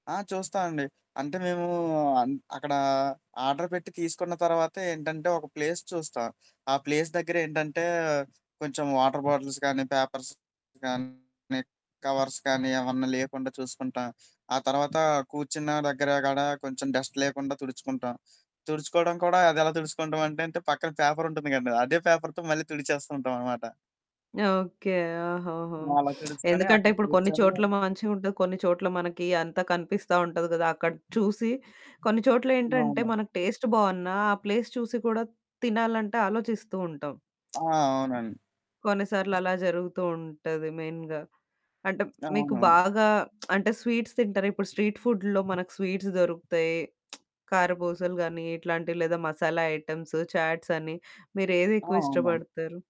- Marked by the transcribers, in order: in English: "ఆర్డర్"; in English: "ప్లేస్"; in English: "ప్లేస్"; in English: "వాటర్ బాటిల్స్"; in English: "పేపర్స్"; distorted speech; in English: "కవర్స్"; in English: "డస్ట్"; in English: "పేపర్‌తో"; sniff; lip smack; other background noise; in English: "టేస్ట్"; in English: "ప్లేస్"; lip smack; in English: "మెయిన్‌గా"; lip smack; in English: "స్వీట్స్"; in English: "స్ట్రీట్ ఫుడ్‌లో"; in English: "స్వీట్స్"; lip smack; in English: "చాట్స్"
- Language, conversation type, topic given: Telugu, podcast, స్థానిక వీధి ఆహార రుచులు మీకు ఎందుకు ప్రత్యేకంగా అనిపిస్తాయి?